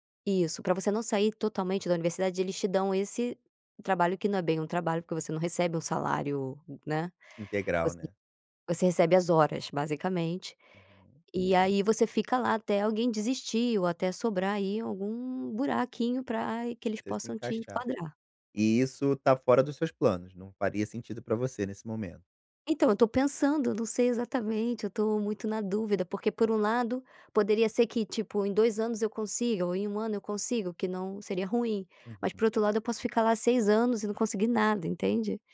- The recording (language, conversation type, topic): Portuguese, advice, Como posso ajustar meus objetivos pessoais sem me sobrecarregar?
- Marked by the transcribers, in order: none